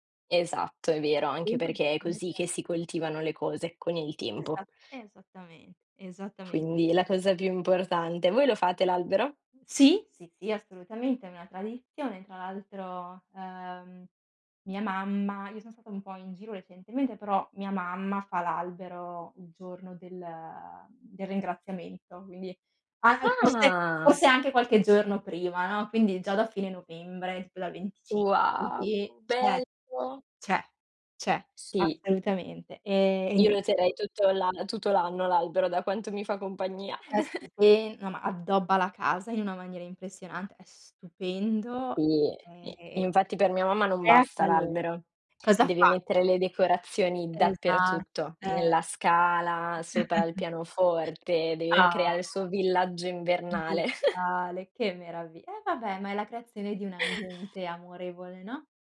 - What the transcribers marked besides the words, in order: surprised: "Ah!"; "cioè" said as "ceh"; "cioè" said as "ceh"; unintelligible speech; chuckle; tapping; chuckle; drawn out: "Ah!"; chuckle; chuckle
- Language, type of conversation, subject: Italian, unstructured, Qual è un momento speciale che hai condiviso con la tua famiglia?
- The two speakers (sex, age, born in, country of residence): female, 20-24, Italy, Italy; female, 30-34, Italy, Italy